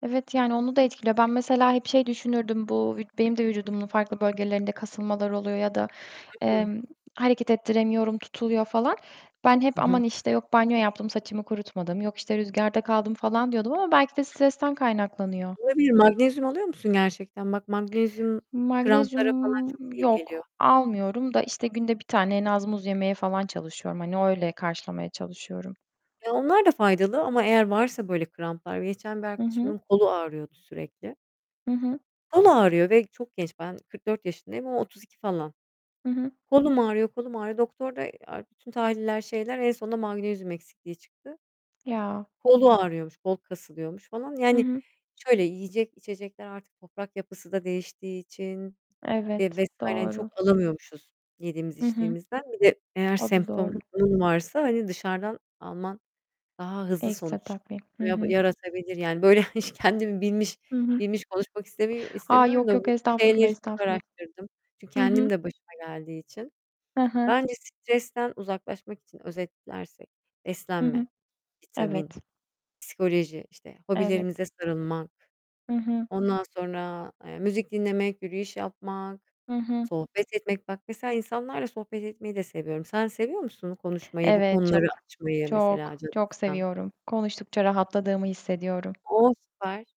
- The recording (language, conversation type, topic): Turkish, unstructured, Günlük stresle başa çıkmak için ne yaparsın?
- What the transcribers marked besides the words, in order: other background noise; static; tapping; laughing while speaking: "hiç"